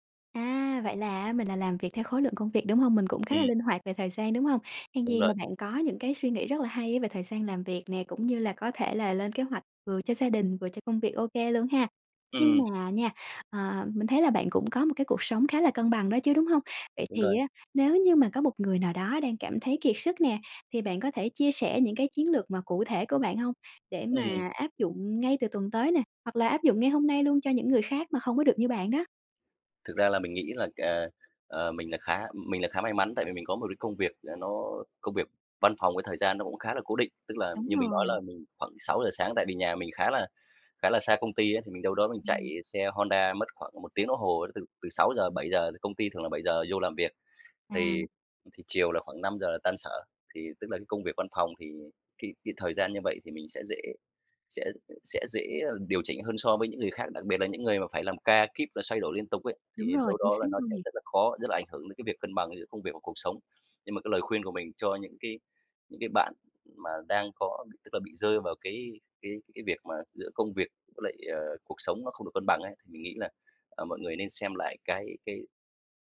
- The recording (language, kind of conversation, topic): Vietnamese, podcast, Bạn đánh giá cân bằng giữa công việc và cuộc sống như thế nào?
- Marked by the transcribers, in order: tapping; other background noise